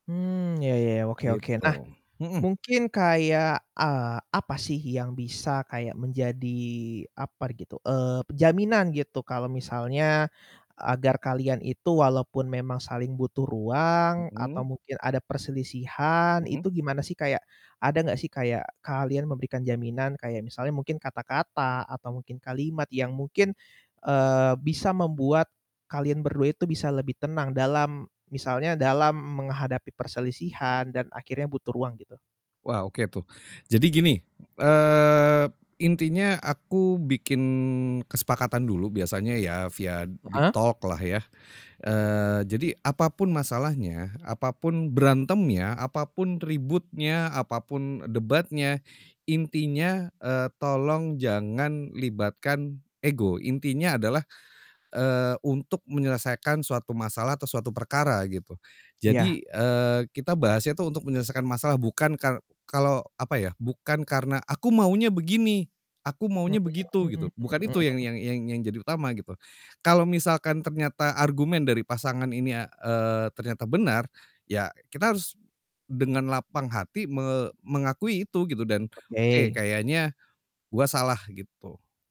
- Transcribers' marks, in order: static; tapping; in English: "upper"; in English: "deep talk"; other background noise; distorted speech
- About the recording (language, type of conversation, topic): Indonesian, podcast, Bagaimana cara bilang “aku butuh ruang” ke pasangan tanpa menyakitinya?